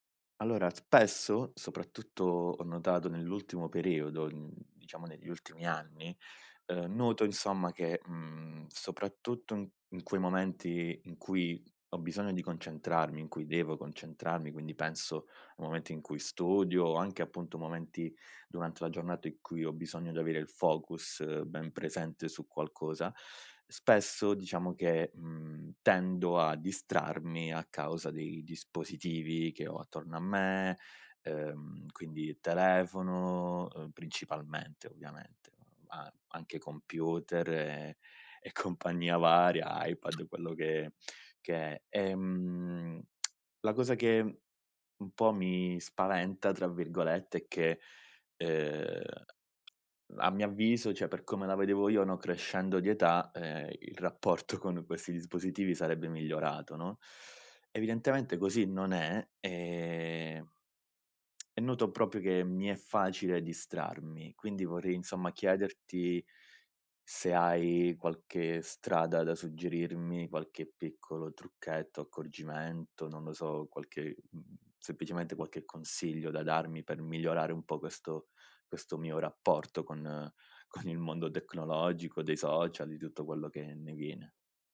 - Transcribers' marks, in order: other background noise; laughing while speaking: "e compagnia varia, iPad quello che"; tsk; laughing while speaking: "rapporto con questi dispositivi"; "proprio" said as "propio"
- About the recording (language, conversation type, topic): Italian, advice, In che modo le distrazioni digitali stanno ostacolando il tuo lavoro o il tuo studio?